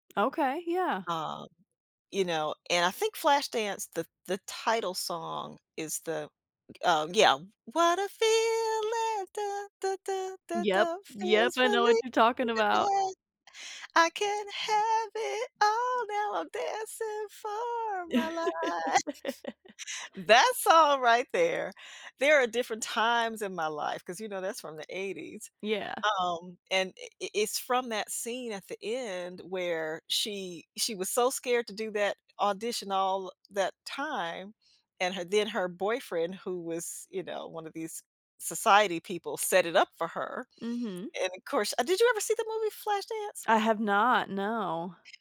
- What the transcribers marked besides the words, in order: singing: "What a feeling, duh duh … for my life"; other background noise; laugh
- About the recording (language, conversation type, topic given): English, unstructured, How can I stop a song from bringing back movie memories?
- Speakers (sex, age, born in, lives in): female, 25-29, United States, United States; female, 60-64, United States, United States